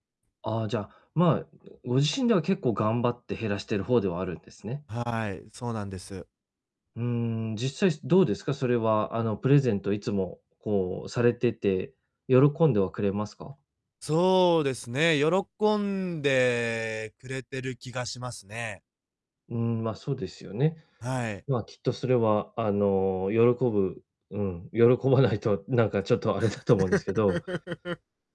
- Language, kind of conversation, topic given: Japanese, advice, 買い物で選択肢が多すぎて迷ったとき、どうやって決めればいいですか？
- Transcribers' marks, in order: laughing while speaking: "喜ばないとなんかちょっとあれだと思うんですけど"; laugh